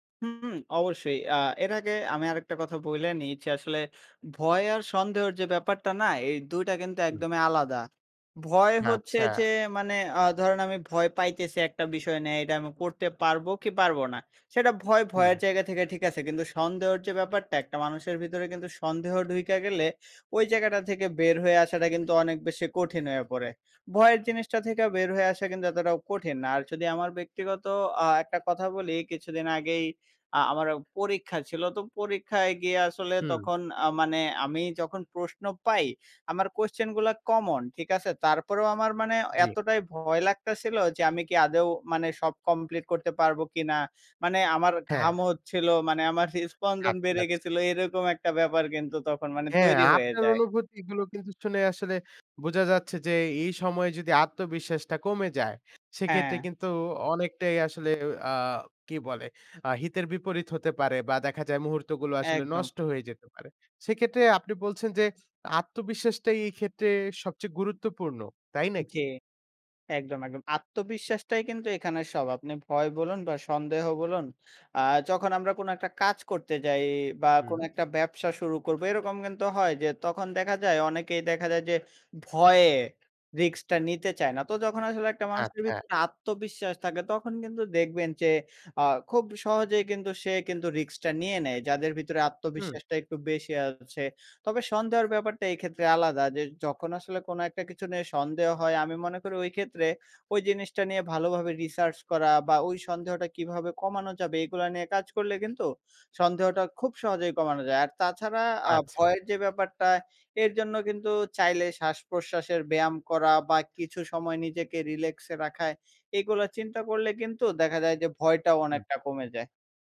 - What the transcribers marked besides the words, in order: tapping; "থেকে" said as "থেকা"; "আদৌ" said as "আদেও"; "হৃদ" said as "ফিস"; "রিস্ক" said as "রিক্স"; "রিস্ক" said as "রিক্স"
- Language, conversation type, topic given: Bengali, podcast, তুমি কীভাবে নিজের ভয় বা সন্দেহ কাটাও?